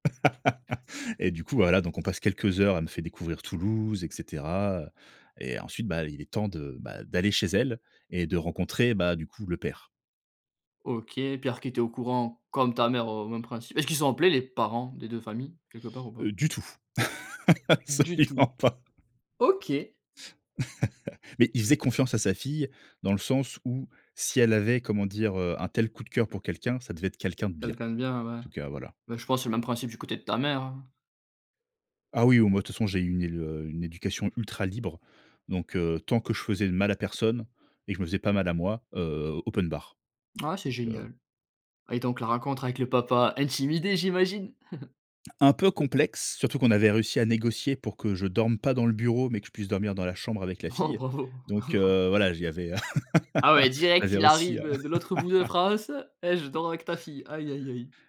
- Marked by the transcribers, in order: laugh; chuckle; laughing while speaking: "absolument pas"; laugh; anticipating: "intimidé, j'imagine ?"; chuckle; tapping; laughing while speaking: "Oh, bravo"; chuckle; laugh
- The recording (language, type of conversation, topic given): French, podcast, Raconte une rencontre amoureuse qui a commencé par hasard ?